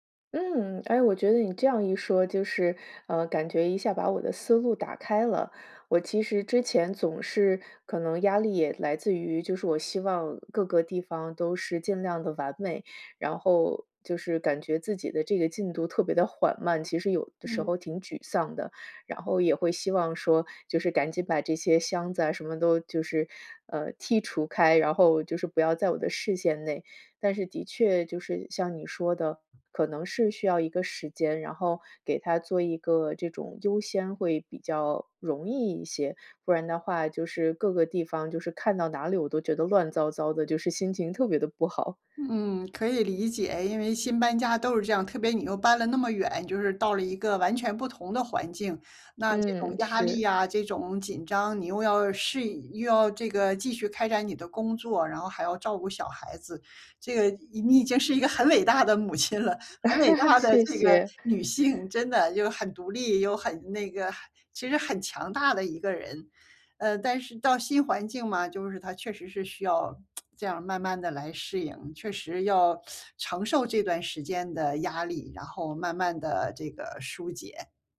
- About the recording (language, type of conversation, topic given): Chinese, advice, 如何适应生活中的重大变动？
- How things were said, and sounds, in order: other background noise; laugh; laughing while speaking: "了"; lip smack; teeth sucking